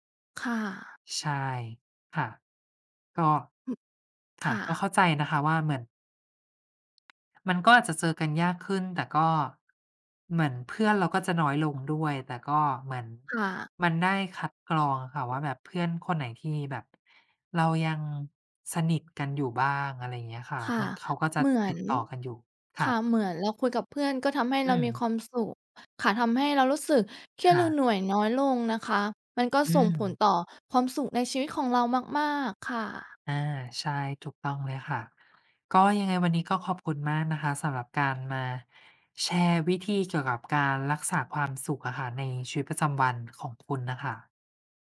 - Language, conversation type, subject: Thai, unstructured, คุณมีวิธีอย่างไรในการรักษาความสุขในชีวิตประจำวัน?
- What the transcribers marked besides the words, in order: none